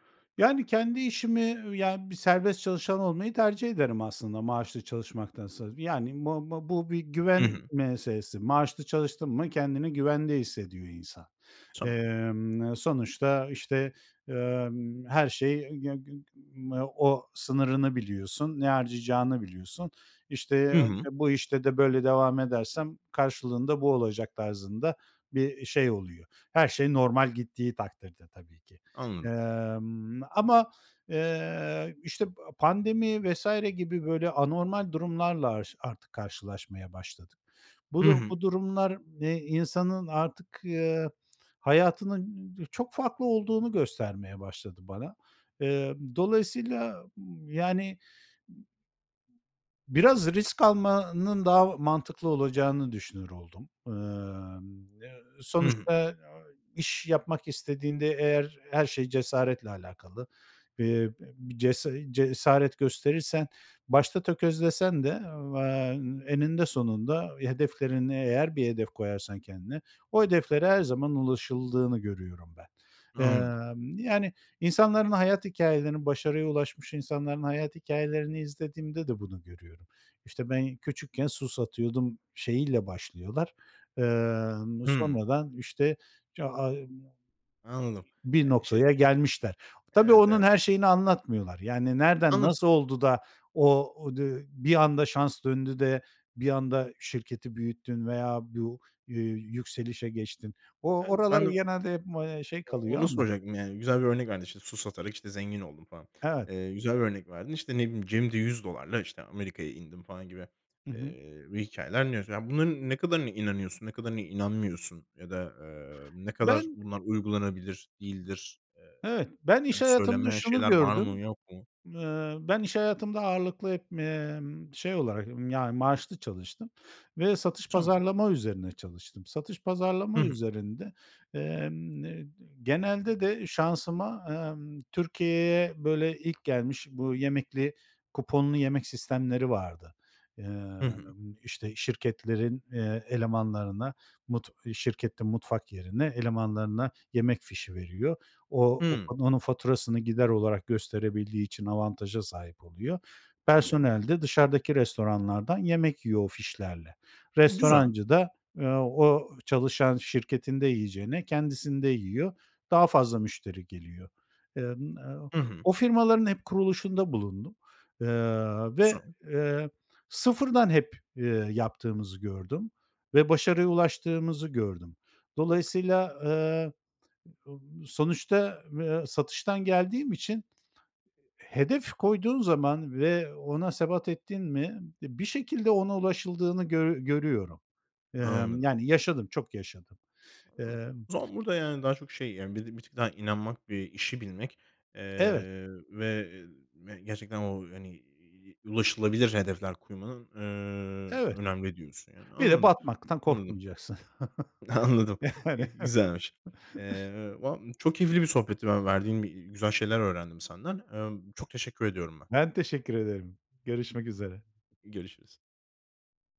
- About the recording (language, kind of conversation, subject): Turkish, podcast, Harcama ve birikim arasında dengeyi nasıl kuruyorsun?
- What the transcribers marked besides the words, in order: other background noise; unintelligible speech; laughing while speaking: "Anladım, güzelmiş"; chuckle; laughing while speaking: "Yani"; chuckle